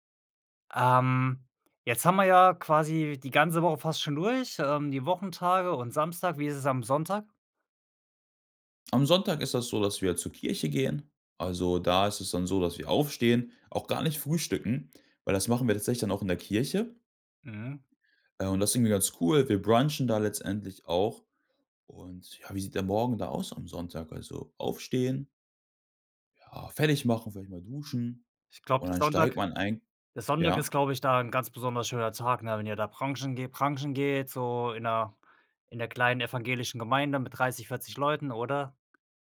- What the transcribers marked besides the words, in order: joyful: "Kirche"; other background noise
- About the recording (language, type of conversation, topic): German, podcast, Wie sieht deine Morgenroutine an einem normalen Wochentag aus?